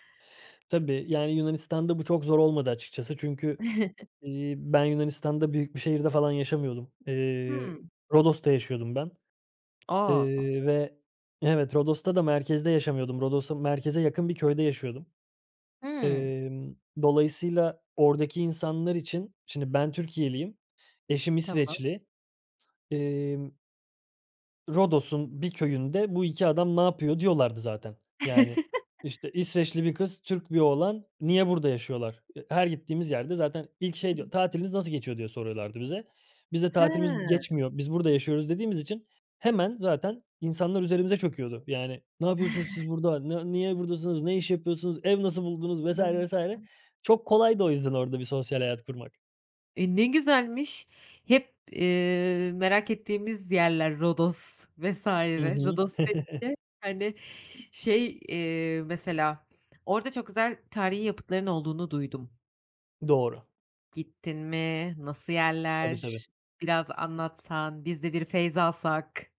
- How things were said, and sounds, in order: tapping; chuckle; other background noise; chuckle; unintelligible speech; chuckle; unintelligible speech; unintelligible speech; chuckle
- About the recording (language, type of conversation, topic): Turkish, podcast, Küçük adımlarla sosyal hayatımızı nasıl canlandırabiliriz?